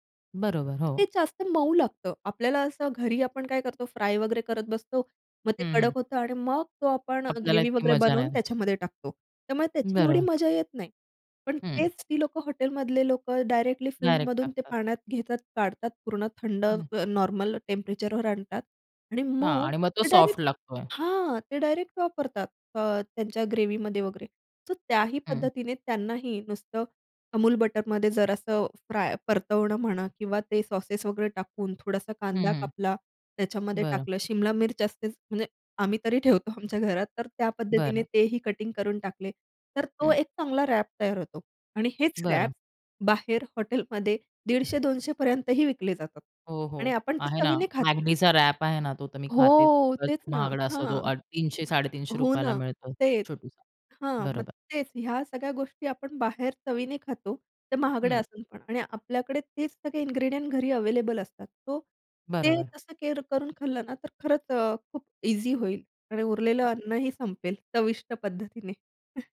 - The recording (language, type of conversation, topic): Marathi, podcast, उरलेलं अन्न अधिक चविष्ट कसं बनवता?
- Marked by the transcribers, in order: other background noise; tapping; in English: "टेम्परेचरवर"; laughing while speaking: "ठेवतो आमच्या घरात"; in English: "कटिंग"; in English: "व्रॅप"; in English: "व्रॅप"; in English: "व्रॅप"; in English: "इंग्रेडिएंट्स"; chuckle